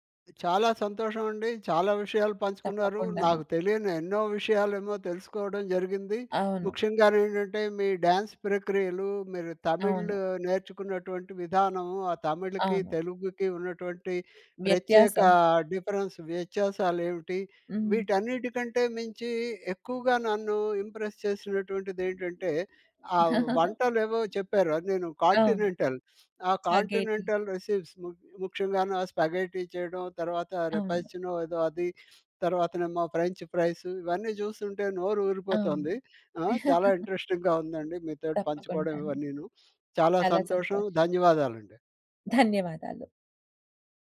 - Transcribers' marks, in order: other background noise; in English: "డ్యాన్స్"; in English: "డిఫరెన్స్"; in English: "ఇంప్రెస్"; chuckle; in English: "కాంటినెంటల్"; sniff; in English: "కాంటినెంటల్ రెస్‌పీస్"; in English: "స్పగేటి"; in English: "స్పగేటీ"; sniff; in English: "ఇంట్రెస్టింగ్‌గా"; chuckle; sniff
- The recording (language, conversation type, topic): Telugu, podcast, రోజుకు కొన్ని నిమిషాలే కేటాయించి ఈ హాబీని మీరు ఎలా అలవాటు చేసుకున్నారు?